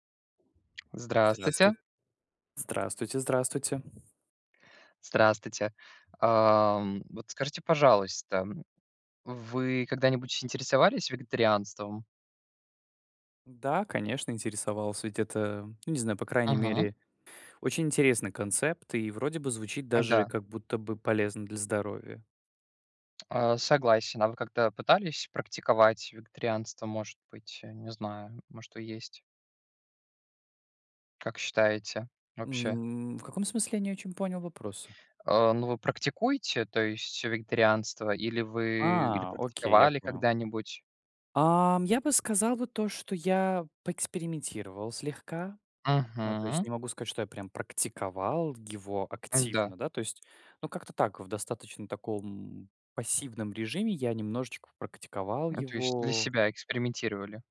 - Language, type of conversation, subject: Russian, unstructured, Почему многие считают, что вегетарианство навязывается обществу?
- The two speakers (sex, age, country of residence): male, 20-24, Germany; male, 25-29, Poland
- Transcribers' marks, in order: tapping; other background noise